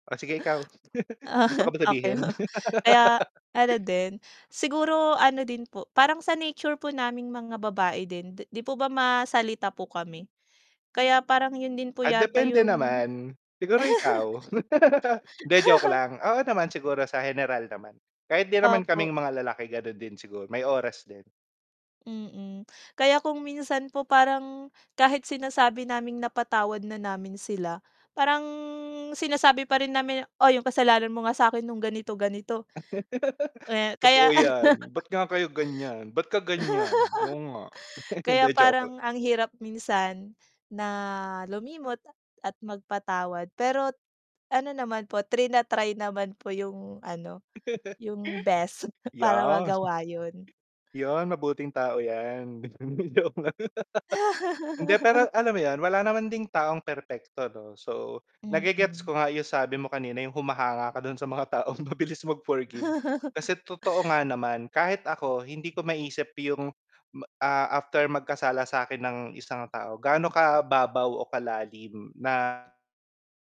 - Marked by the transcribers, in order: static; laugh; laugh; tapping; laugh; other background noise; drawn out: "parang"; laugh; laughing while speaking: "ano"; laugh; chuckle; laugh; "Yes" said as "yas"; laughing while speaking: "best"; laugh; laughing while speaking: "Hindi, joke lang"; laugh; chuckle; laughing while speaking: "taong mabilis mag-forgive"; chuckle; sigh; distorted speech
- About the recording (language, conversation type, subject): Filipino, unstructured, Ano ang kahalagahan ng pagpapatawad sa buhay?